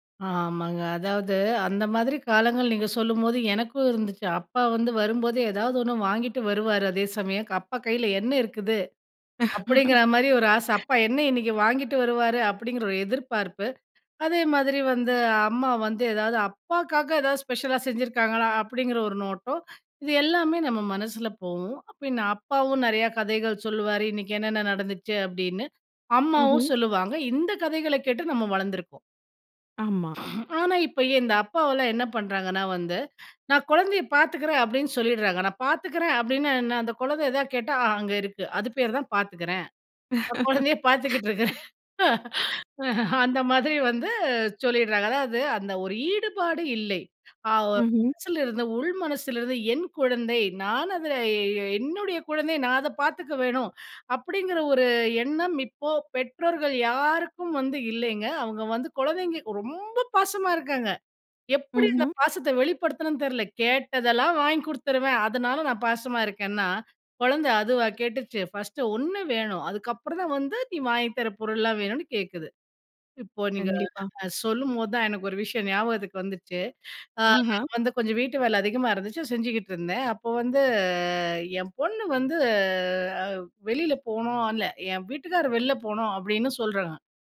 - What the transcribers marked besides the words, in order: chuckle; other noise; inhale; throat clearing; inhale; laugh; laugh; inhale; inhale; other background noise; inhale; drawn out: "வந்து"; drawn out: "வந்து"
- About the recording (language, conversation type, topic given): Tamil, podcast, குழந்தைகளின் திரை நேரத்தை எப்படிக் கட்டுப்படுத்தலாம்?